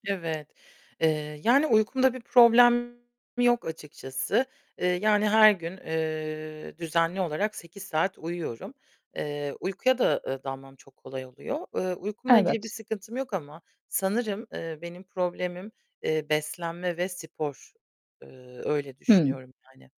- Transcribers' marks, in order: tapping; distorted speech
- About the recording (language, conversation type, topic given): Turkish, advice, Düzenli ve sağlıklı bir beslenme rutini oturtmakta neden zorlanıyorsunuz?